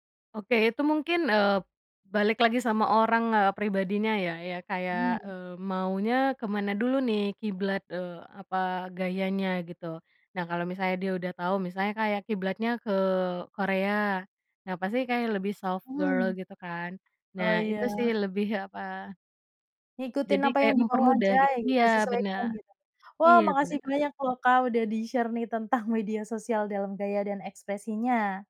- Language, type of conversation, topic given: Indonesian, podcast, Gimana peran media sosial dalam gaya dan ekspresimu?
- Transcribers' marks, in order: in English: "soft girl"; tapping; in English: "di-share"